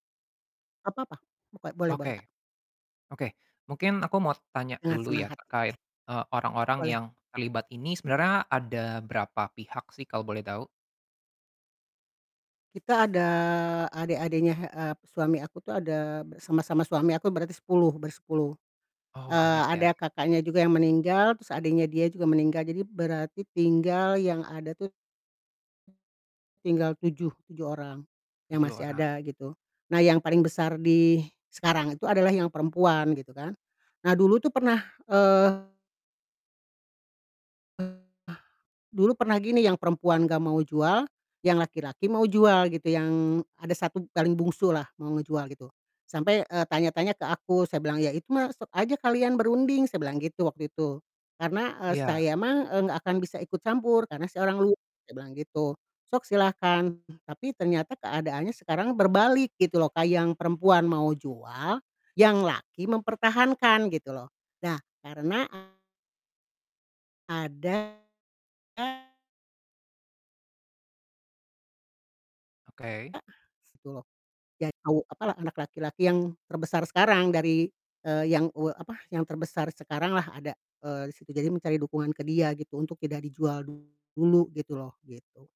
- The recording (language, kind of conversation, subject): Indonesian, advice, Bagaimana cara menyelesaikan konflik pembagian warisan antara saudara secara adil dan tetap menjaga hubungan keluarga?
- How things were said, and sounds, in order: distorted speech; static